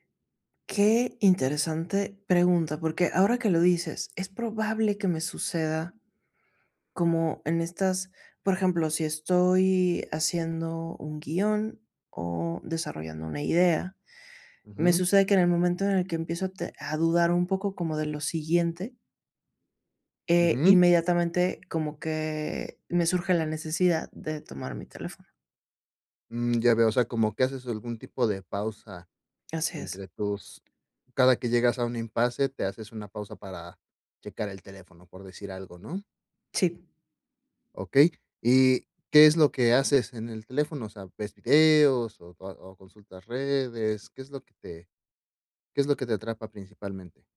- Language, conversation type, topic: Spanish, advice, ¿Cómo puedo evitar distraerme con el teléfono o las redes sociales mientras trabajo?
- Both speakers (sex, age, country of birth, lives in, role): female, 45-49, Mexico, Mexico, user; male, 35-39, Mexico, Mexico, advisor
- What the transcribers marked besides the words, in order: tapping